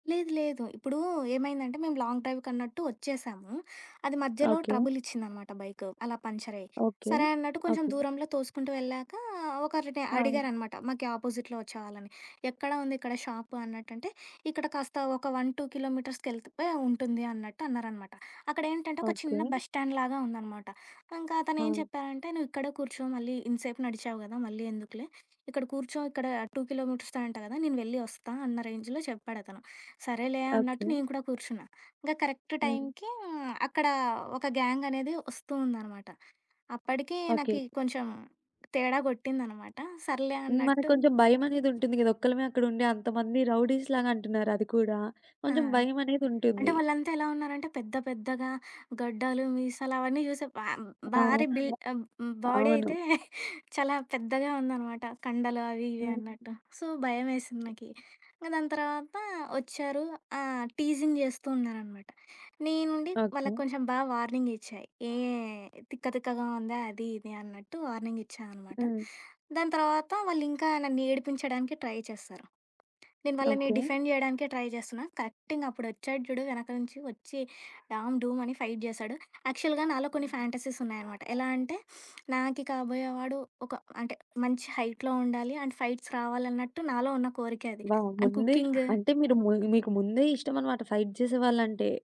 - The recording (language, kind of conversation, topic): Telugu, podcast, మీ వివాహ దినాన్ని మీరు ఎలా గుర్తుంచుకున్నారు?
- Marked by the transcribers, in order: in English: "లాంగ్"; tapping; in English: "ఆపోజిట్‌లో"; in English: "వన్ టూ కిలోమీటర్స్‌కెళ్తే"; in English: "బస్ స్టాండ్"; in English: "టూ కిలోమీటర్స్"; in English: "రేంజ్‌లో"; in English: "కరెక్ట్"; in English: "గ్యాంగ్"; in English: "రౌడీస్"; in English: "బిల్డ్"; in English: "బాడీ"; giggle; in English: "సో"; other background noise; in English: "టీజింగ్"; in English: "వార్నింగ్"; in English: "వార్నింగ్"; in English: "ట్రై"; in English: "డిఫెండ్"; in English: "ట్రై"; in English: "కరెక్టింగ్‌గా"; in English: "ఫైట్"; in English: "యాక్చువల్‌గా"; in English: "ఫాంటసీస్"; in English: "హైట్‌లో"; in English: "అండ్ ఫైట్స్"; in English: "వావ్!"; in English: "అండ్"; in English: "ఫైట్"